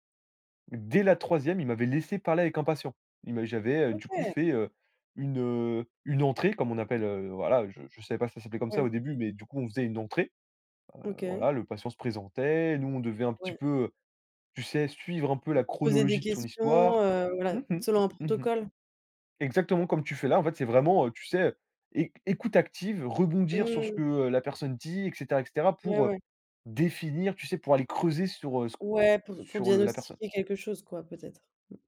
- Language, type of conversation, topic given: French, podcast, Raconte-moi un moment où, à la maison, tu as appris une valeur importante.
- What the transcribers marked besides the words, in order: tapping; stressed: "définir"; other background noise